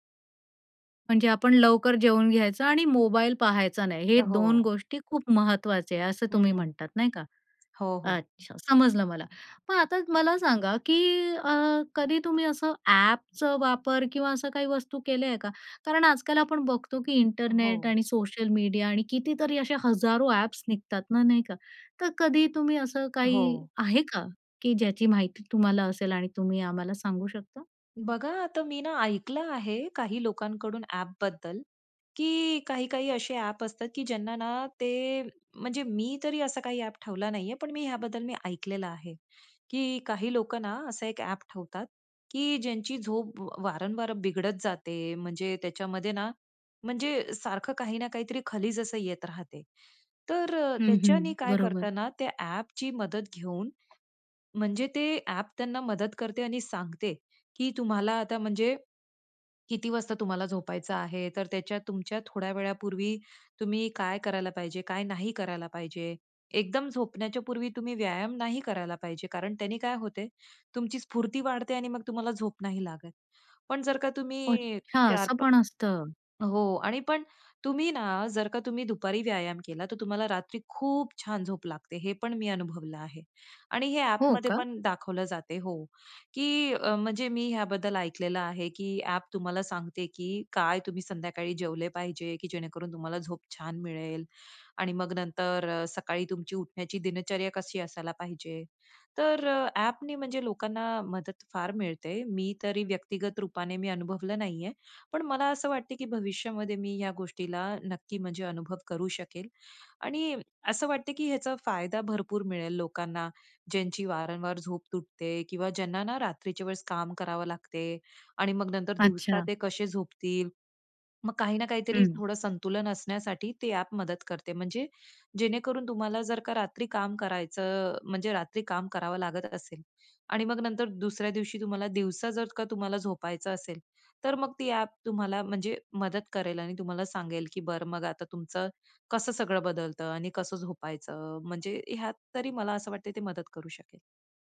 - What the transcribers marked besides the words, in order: other background noise; tapping
- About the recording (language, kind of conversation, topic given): Marathi, podcast, झोपण्यापूर्वी कोणते छोटे विधी तुम्हाला उपयोगी पडतात?